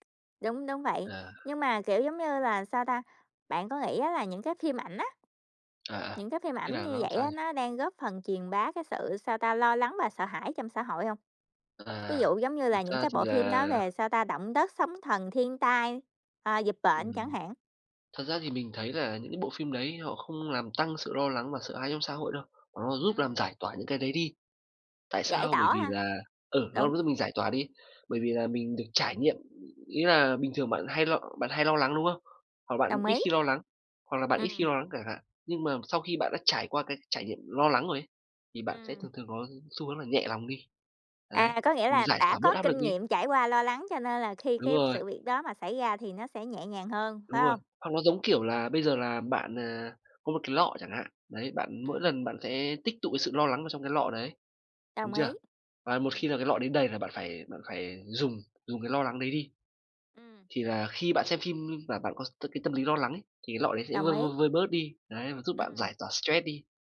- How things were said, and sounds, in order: tapping
- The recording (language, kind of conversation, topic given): Vietnamese, unstructured, Bạn có lo rằng phim ảnh đang làm gia tăng sự lo lắng và sợ hãi trong xã hội không?